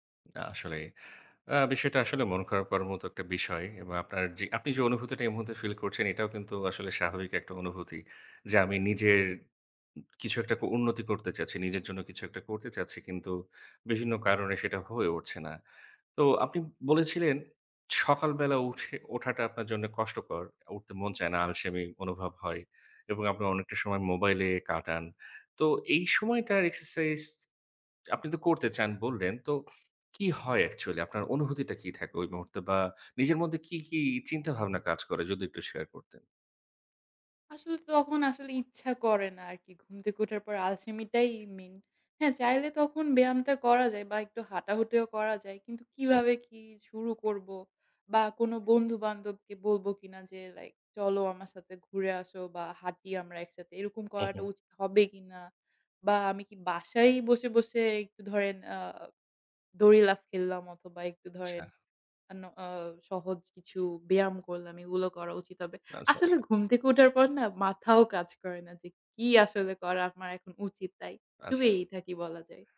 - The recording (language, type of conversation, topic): Bengali, advice, কাজ ও সামাজিক জীবনের সঙ্গে ব্যায়াম সমন্বয় করতে কেন কষ্ট হচ্ছে?
- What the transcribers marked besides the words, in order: other noise; in English: "exercise"; in English: "actually"; tapping; "আচ্ছা" said as "চ্ছা"; "আচ্ছা" said as "নাচ্ছা-ছা"; other background noise